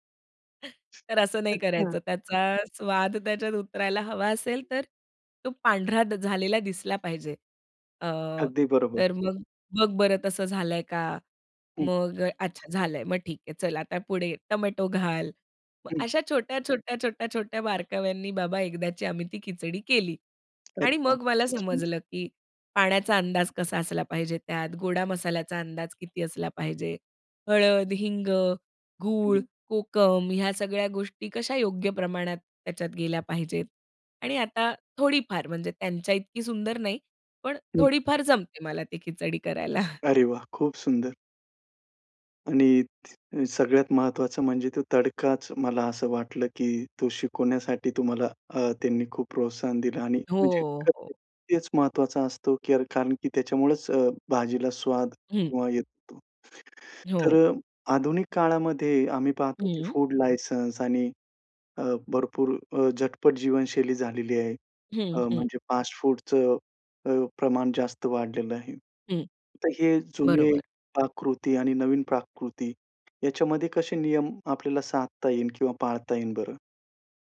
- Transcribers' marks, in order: other noise; tapping; unintelligible speech; chuckle
- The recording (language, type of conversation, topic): Marathi, podcast, घरच्या जुन्या पाककृती पुढच्या पिढीपर्यंत तुम्ही कशा पद्धतीने पोहोचवता?